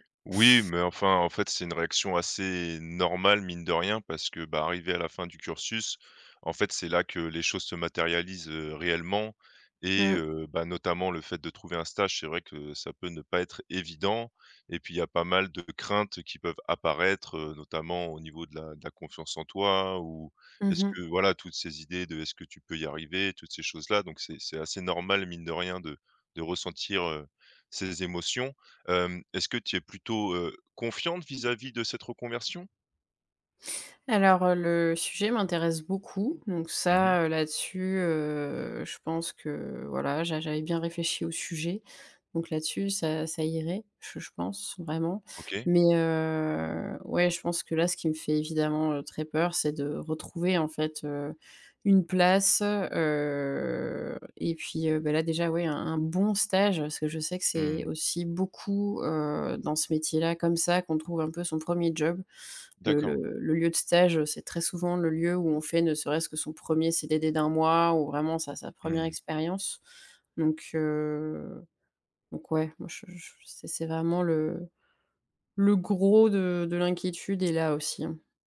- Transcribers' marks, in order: drawn out: "heu"; drawn out: "heu"; drawn out: "heu"; stressed: "bon"
- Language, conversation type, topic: French, advice, Comment la procrastination vous empêche-t-elle d’avancer vers votre but ?